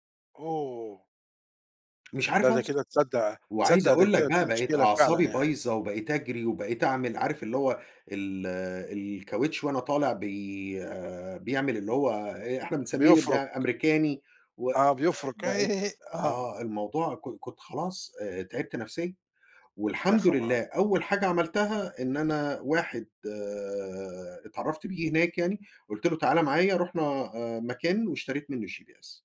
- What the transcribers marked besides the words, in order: other noise; tapping; in English: "gps"
- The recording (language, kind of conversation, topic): Arabic, podcast, احكيلي عن مرة ضيّعت طريقك وبالصدفة طلع منها خير؟